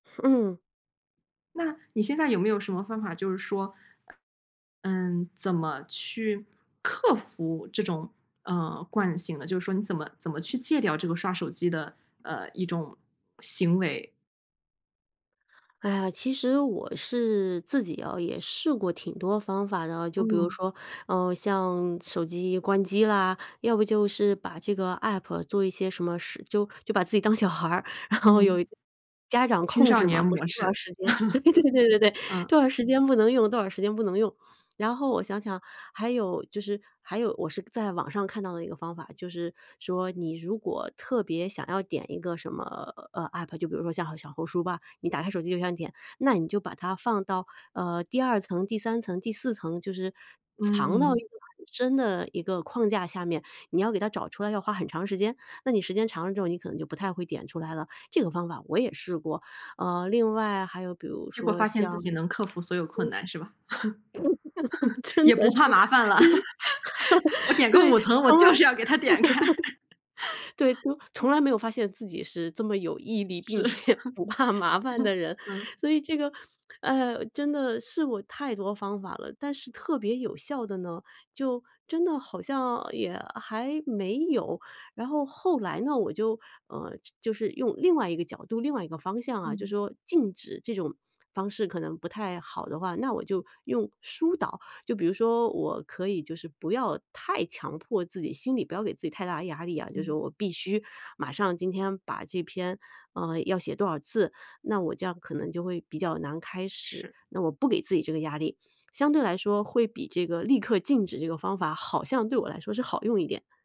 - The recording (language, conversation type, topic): Chinese, podcast, 创作时如何抵挡社交媒体的诱惑？
- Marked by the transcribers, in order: other background noise; laughing while speaking: "小孩儿，然后有"; laughing while speaking: "对 对"; chuckle; laugh; laughing while speaking: "真的是。就是 对，从来 对，就"; chuckle; laugh; laughing while speaking: "我点个五 层，我就是要给它点开"; laugh; laughing while speaking: "并且不怕麻烦的人。所以这个"; chuckle